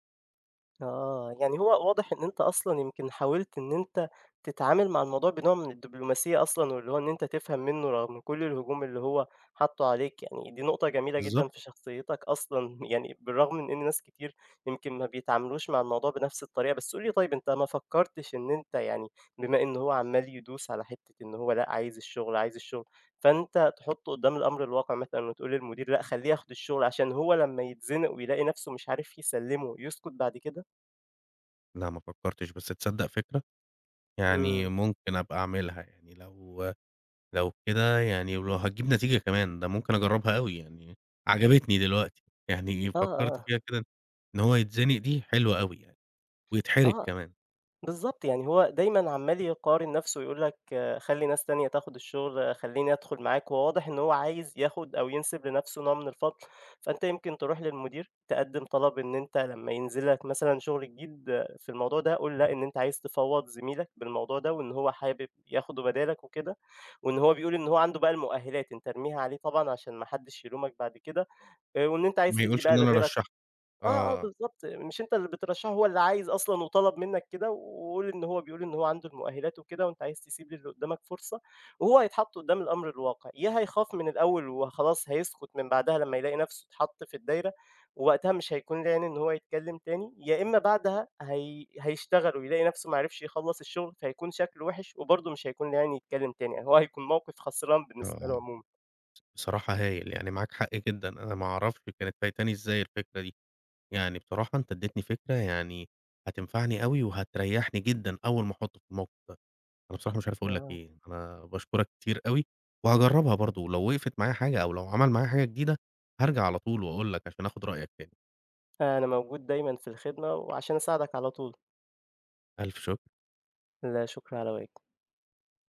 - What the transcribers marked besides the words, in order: tapping
- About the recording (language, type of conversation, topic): Arabic, advice, إزاي تتعامل لما ناقد أو زميل ينتقد شغلك الإبداعي بعنف؟